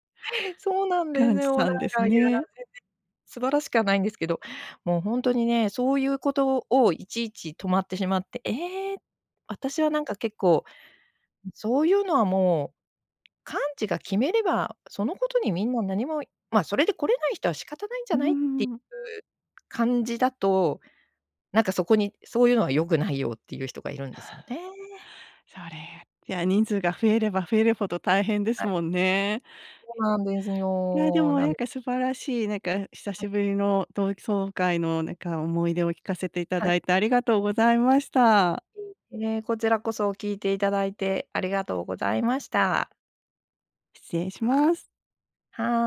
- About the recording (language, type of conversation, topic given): Japanese, podcast, 長年会わなかった人と再会したときの思い出は何ですか？
- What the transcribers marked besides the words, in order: laugh; chuckle; tapping